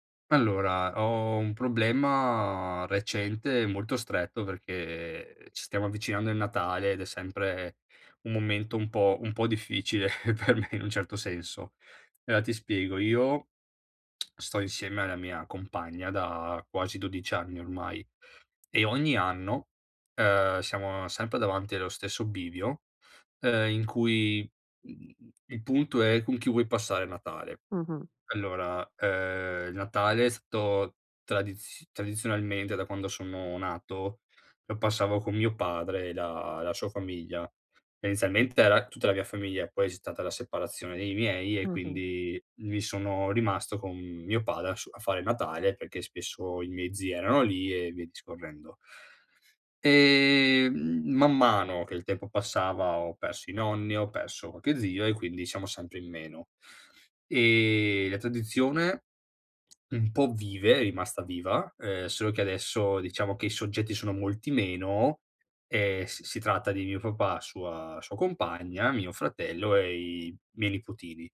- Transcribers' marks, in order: laughing while speaking: "per me"; tsk
- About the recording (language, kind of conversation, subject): Italian, advice, Come posso rispettare le tradizioni di famiglia mantenendo la mia indipendenza personale?